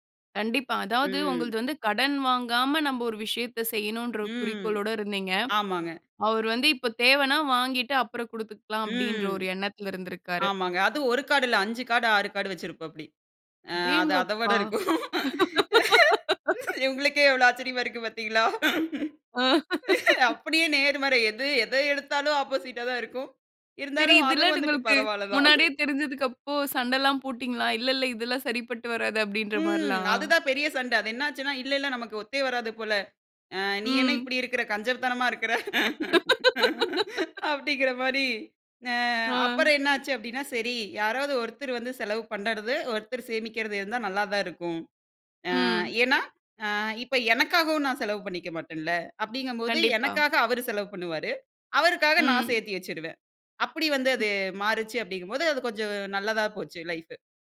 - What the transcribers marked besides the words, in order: other background noise; surprised: "அடேங்கப்பா!"; laugh; laugh; laugh
- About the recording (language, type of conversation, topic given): Tamil, podcast, திருமணத்திற்கு முன் பேசிக்கொள்ள வேண்டியவை என்ன?